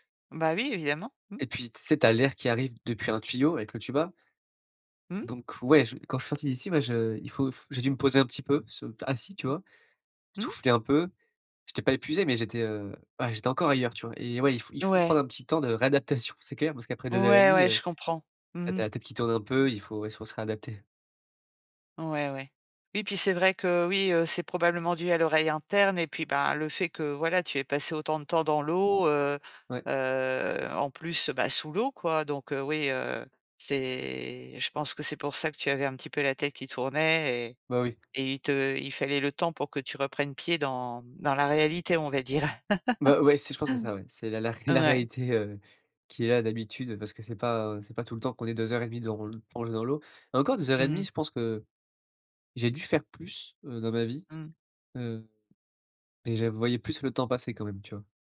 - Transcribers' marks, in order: tapping; drawn out: "heu"; drawn out: "c'est"; laugh
- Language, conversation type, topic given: French, podcast, Raconte une séance où tu as complètement perdu la notion du temps ?